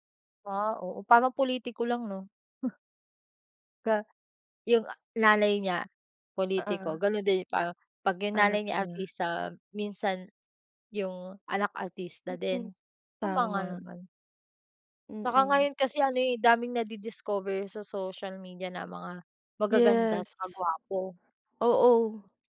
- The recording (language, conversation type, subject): Filipino, unstructured, Bakit may mga artistang mabilis sumikat kahit hindi naman gaanong talentado?
- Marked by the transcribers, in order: chuckle